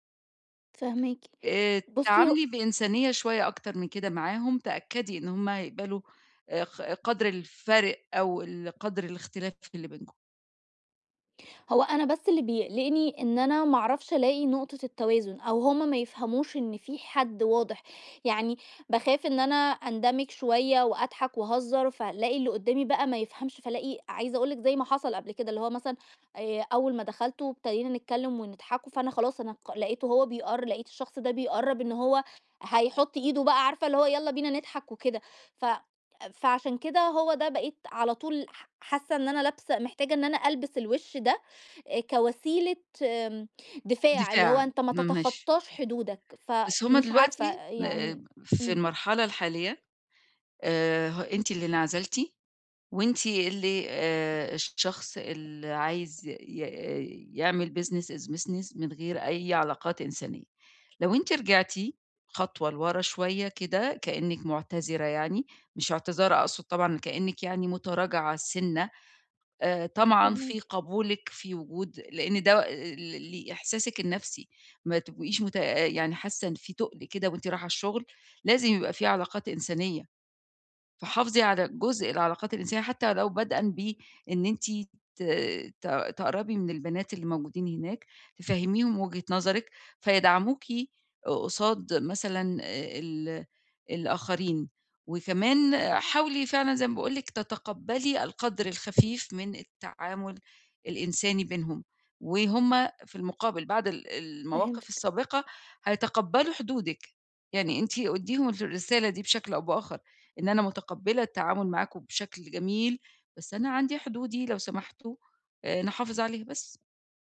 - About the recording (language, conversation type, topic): Arabic, advice, إزاي أوازن بين إنّي أكون على طبيعتي وبين إني أفضّل مقبول عند الناس؟
- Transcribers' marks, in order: tapping; other background noise; in English: "business is business"